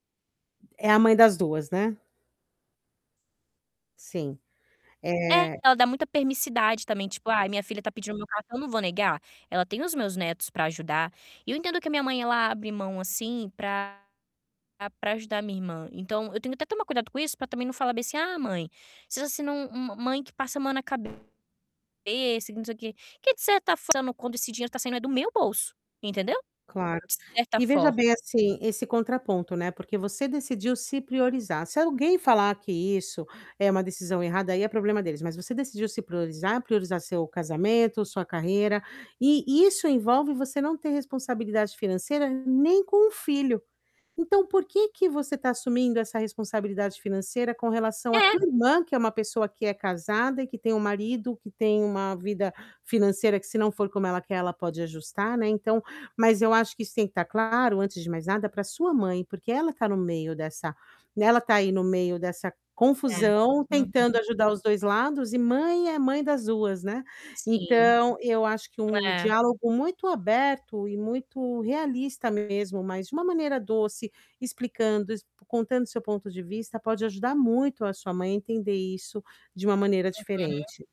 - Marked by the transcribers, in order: other background noise; "permissividade" said as "permissidade"; distorted speech; tapping
- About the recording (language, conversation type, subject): Portuguese, advice, Como os conflitos familiares têm causado estresse e afetado o seu bem-estar?